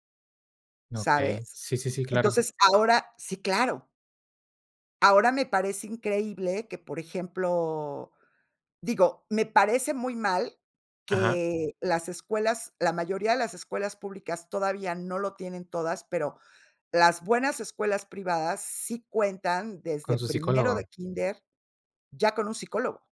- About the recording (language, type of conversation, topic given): Spanish, podcast, ¿Qué papel cumple el error en el desaprendizaje?
- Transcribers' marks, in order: none